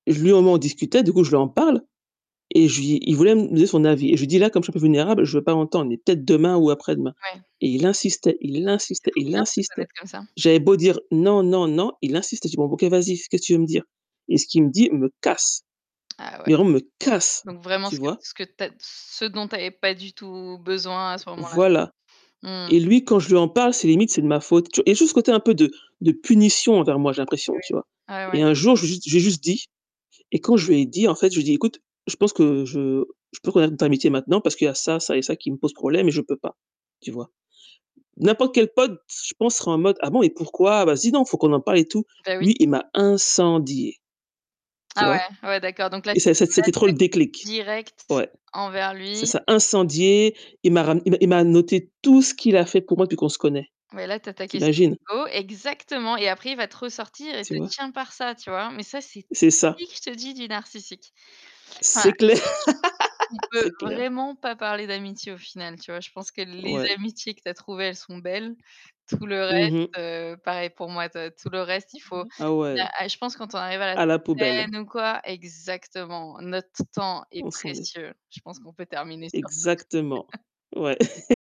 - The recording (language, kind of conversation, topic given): French, unstructured, Quelle est l’importance de l’amitié dans ta vie ?
- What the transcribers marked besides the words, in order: static; distorted speech; stressed: "casse"; stressed: "punition"; stressed: "incendié"; unintelligible speech; stressed: "tout"; laugh; other background noise; unintelligible speech; unintelligible speech; chuckle; laugh